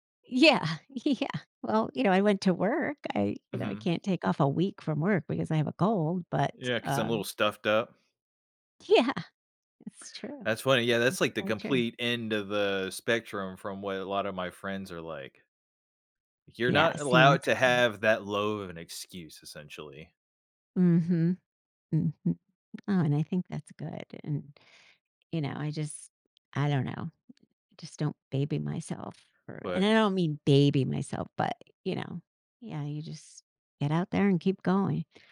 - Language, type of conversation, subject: English, unstructured, How should I decide who to tell when I'm sick?
- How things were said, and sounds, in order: laughing while speaking: "yeah"; laughing while speaking: "Yeah"; tapping